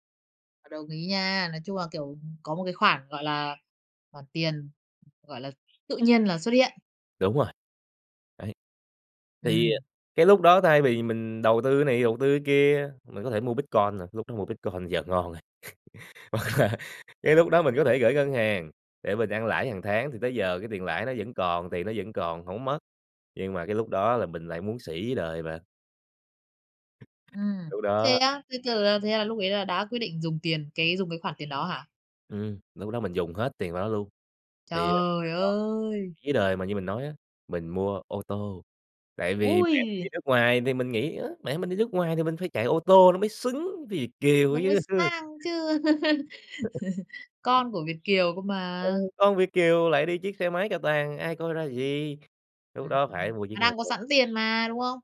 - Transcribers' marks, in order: bird; laugh; laughing while speaking: "Hoặc là"; other background noise; tapping; laughing while speaking: "Việt kiều"; other noise; laugh
- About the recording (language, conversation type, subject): Vietnamese, podcast, Bạn có thể kể về một lần bạn đưa ra lựa chọn sai và bạn đã học được gì từ đó không?